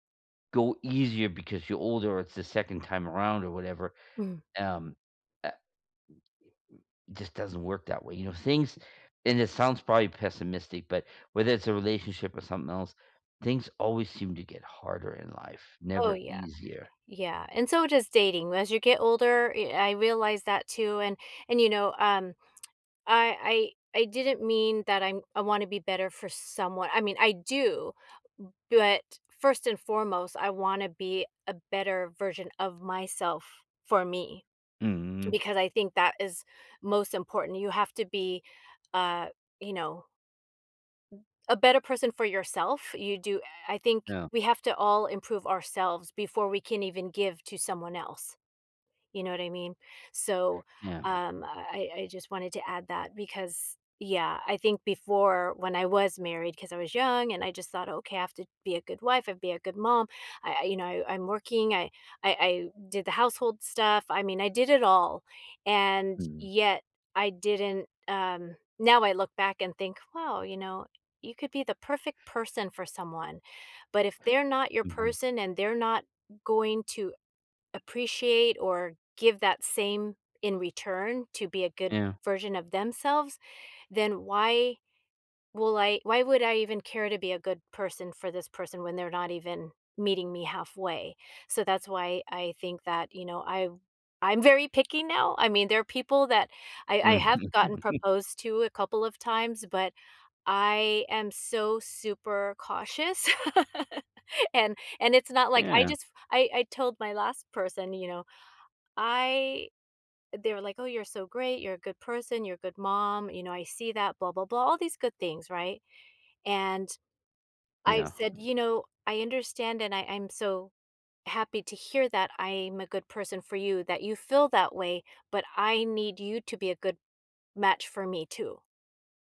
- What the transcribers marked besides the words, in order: tapping; laughing while speaking: "Mhm"; laugh; chuckle
- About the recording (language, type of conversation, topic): English, unstructured, What makes a relationship healthy?